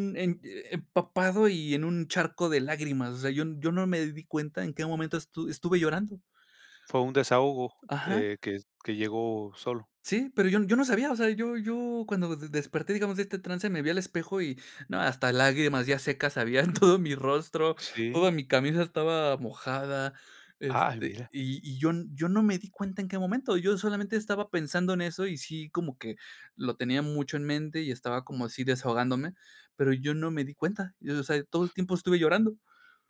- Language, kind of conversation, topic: Spanish, podcast, ¿Cómo manejar los pensamientos durante la práctica?
- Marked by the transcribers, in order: chuckle